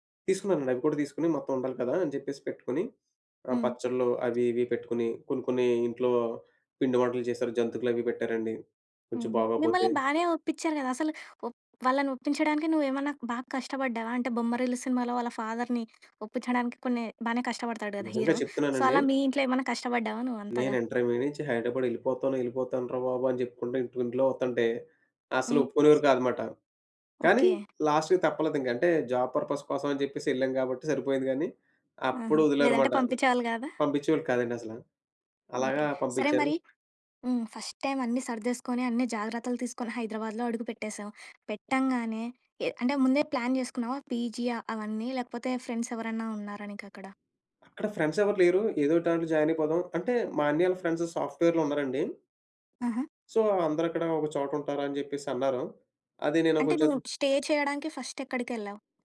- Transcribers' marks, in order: tapping; in English: "ఫాదర్‌ని"; in English: "హీరో. సో"; in English: "ఇంటర్మీడియట్"; other background noise; in English: "లాస్ట్‌కి"; in English: "జాబ్ పర్పస్"; in English: "ఫస్ట్ టైమ్"; in English: "ప్లాన్"; in English: "ఫ్రెండ్స్"; in English: "సాఫ్ట్‌వేర్‌లో"; in English: "సో"; in English: "స్టే"; in English: "ఫస్ట్"
- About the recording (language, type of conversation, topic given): Telugu, podcast, ఒంటరి ప్రయాణంలో సురక్షితంగా ఉండేందుకు మీరు పాటించే ప్రధాన నియమాలు ఏమిటి?